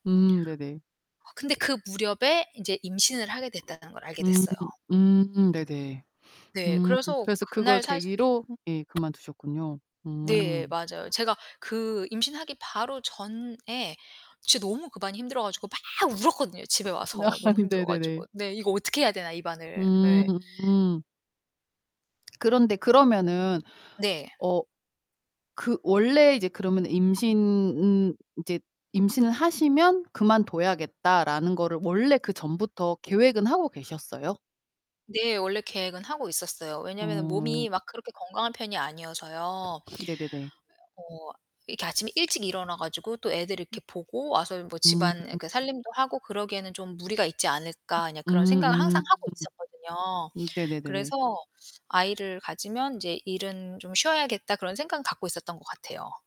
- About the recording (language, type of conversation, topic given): Korean, podcast, 직장을 그만둘지 말지 고민될 때, 보통 어떤 요인이 결정적으로 작용하나요?
- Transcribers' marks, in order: tapping; distorted speech; other background noise; laughing while speaking: "아"